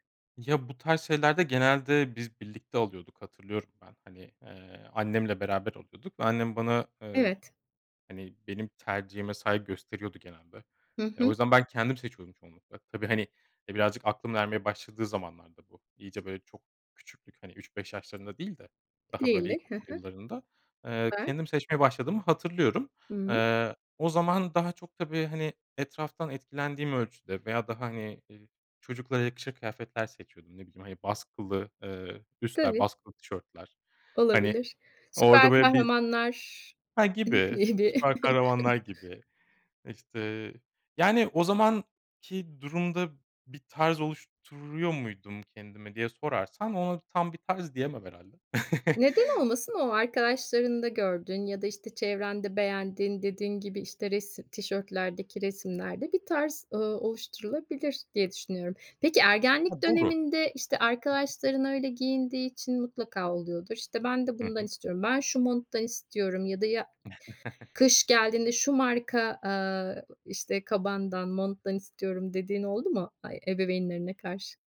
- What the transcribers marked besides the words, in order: unintelligible speech; unintelligible speech; chuckle; chuckle; chuckle
- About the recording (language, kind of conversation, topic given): Turkish, podcast, Stilin zaman içinde nasıl değişti, anlatır mısın?